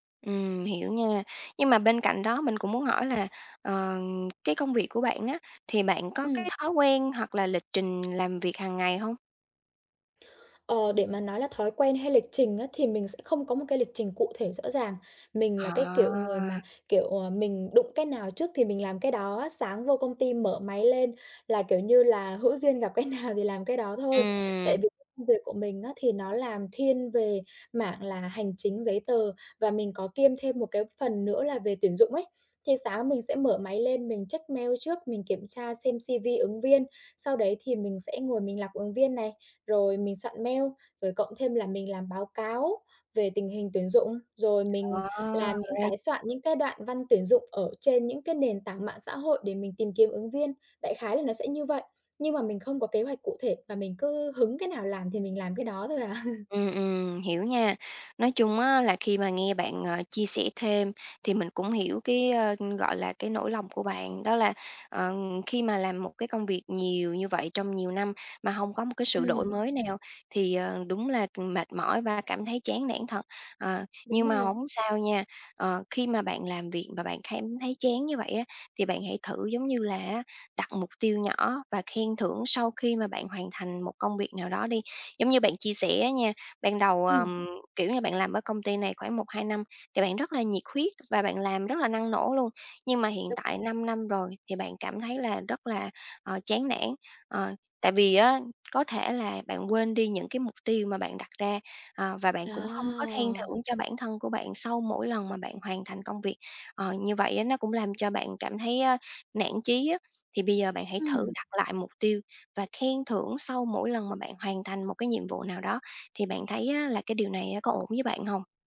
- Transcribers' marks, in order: tapping; other background noise; laughing while speaking: "cái nào"; unintelligible speech; in English: "C-V"; chuckle; unintelligible speech
- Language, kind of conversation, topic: Vietnamese, advice, Làm sao tôi có thể tìm thấy giá trị trong công việc nhàm chán hằng ngày?